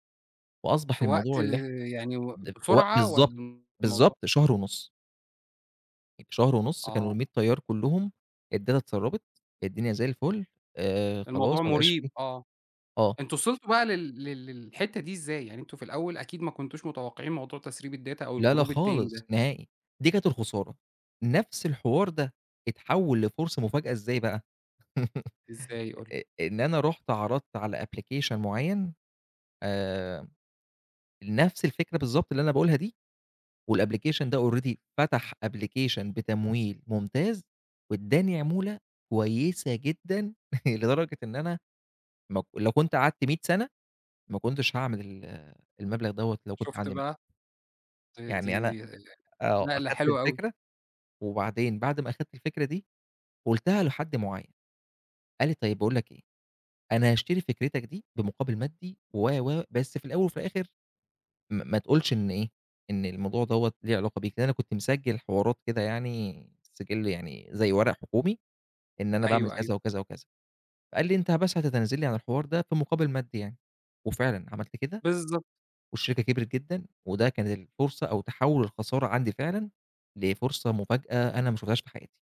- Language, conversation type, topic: Arabic, podcast, ممكن تحكيلنا عن خسارة حصلت لك واتحوّلت لفرصة مفاجئة؟
- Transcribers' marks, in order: in English: "الداتا"; in English: "الداتا"; in English: "الجروب"; laugh; in English: "أبلكيشن"; in English: "والأبلكيشن"; in English: "already"; in English: "أبلكيشن"; chuckle